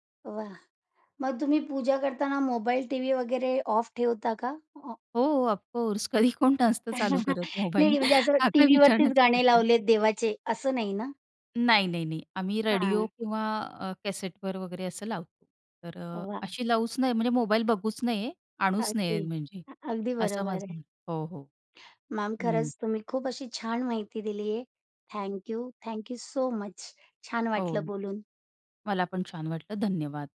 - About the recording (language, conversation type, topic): Marathi, podcast, तुम्ही घरातील देवपूजा कधी आणि कशी करता?
- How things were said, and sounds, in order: other background noise; unintelligible speech; in English: "ऑफकोर्स"; laughing while speaking: "कधी कोण नसतं चालू करत मोबाईल. हा काय"; chuckle; in English: "थँक यू सो मच"